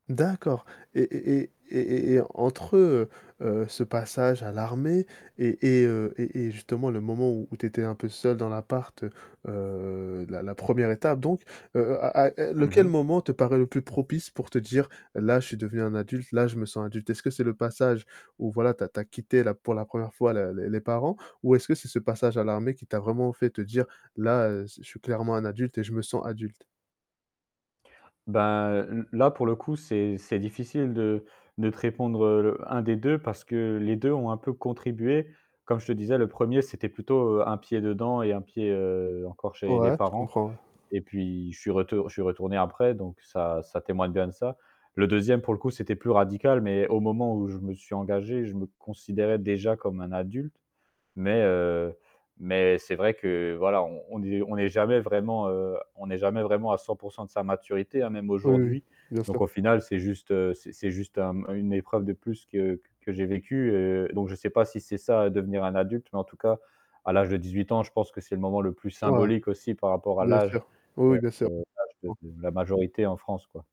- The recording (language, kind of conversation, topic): French, podcast, À quel moment t’es-tu vraiment senti adulte ?
- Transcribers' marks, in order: static; drawn out: "heu"; distorted speech; tapping; unintelligible speech